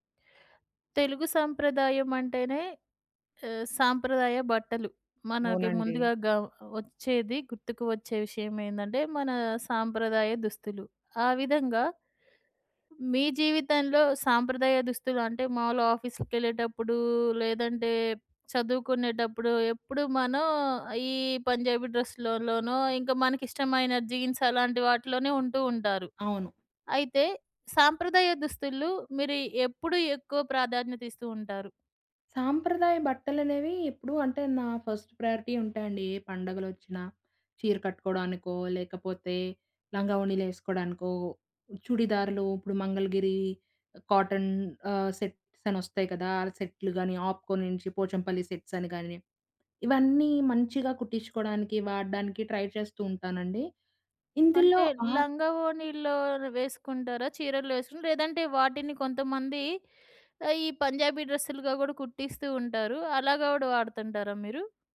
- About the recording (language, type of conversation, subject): Telugu, podcast, సాంప్రదాయ దుస్తులను ఆధునిక శైలిలో మార్చుకుని ధరించడం గురించి మీ అభిప్రాయం ఏమిటి?
- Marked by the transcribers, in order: other background noise; in English: "ఆఫీస్‌కెళ్ళేటప్పుడు"; in English: "జీన్స్"; tapping; in English: "ఫస్ట్ ప్రయారిటీ"; in English: "కాటన్"; in English: "సెట్స్"; in English: "సెట్సని"; in English: "ట్రై"